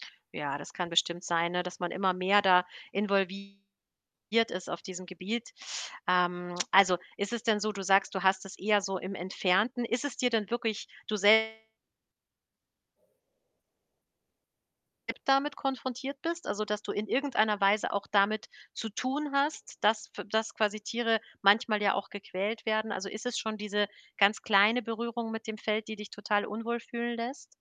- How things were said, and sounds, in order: distorted speech; unintelligible speech; other background noise
- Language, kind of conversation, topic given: German, advice, Fällt es dir schwer, deine persönlichen Werte mit deinem Job in Einklang zu bringen?